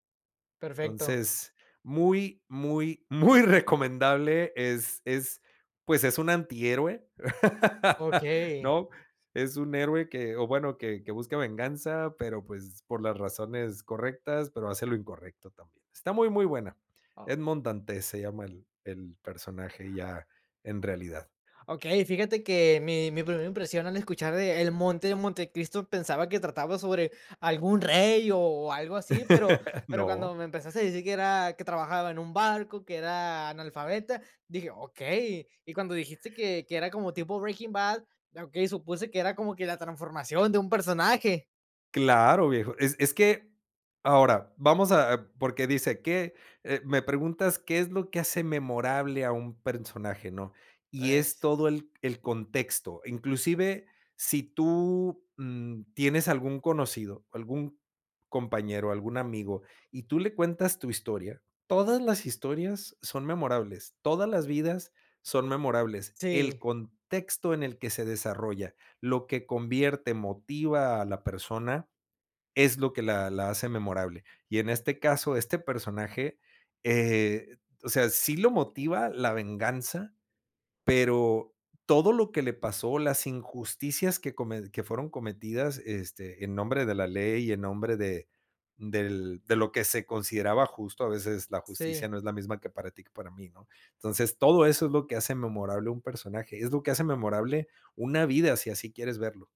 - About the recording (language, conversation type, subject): Spanish, podcast, ¿Qué hace que un personaje sea memorable?
- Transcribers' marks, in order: stressed: "muy"; laugh; laugh